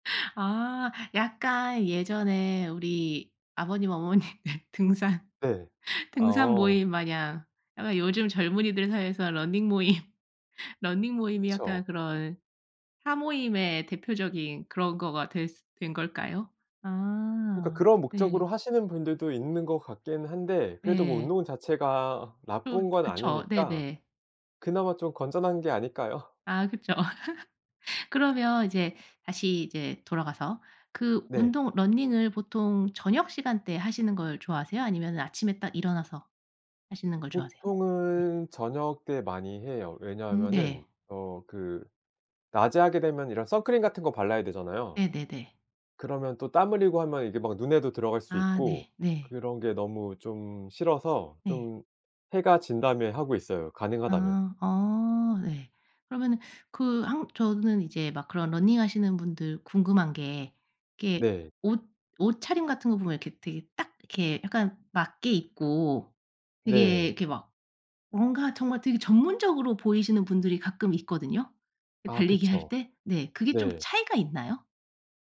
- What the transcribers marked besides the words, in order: laugh; laughing while speaking: "어머님 등산"; tapping; laughing while speaking: "모임"; other background noise; laugh
- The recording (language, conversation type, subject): Korean, podcast, 규칙적으로 운동하는 습관은 어떻게 만들었어요?